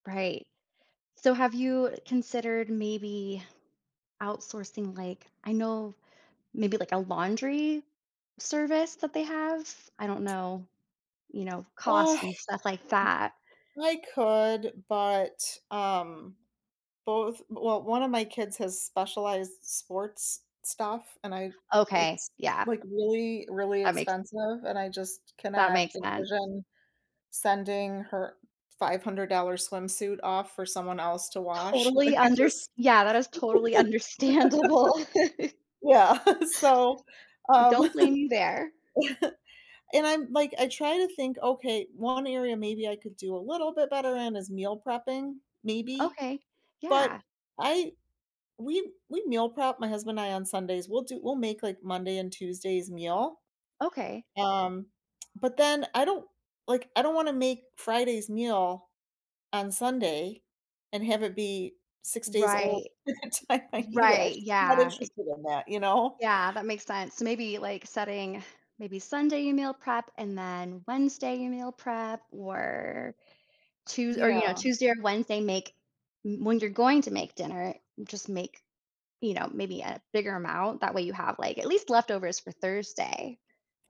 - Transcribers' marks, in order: teeth sucking; sigh; chuckle; laughing while speaking: "I just"; chuckle; laughing while speaking: "understandable"; chuckle; tsk; laughing while speaking: "by the time I eat it"; drawn out: "or"
- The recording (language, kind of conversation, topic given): English, advice, How can I set boundaries so I have time for family and hobbies?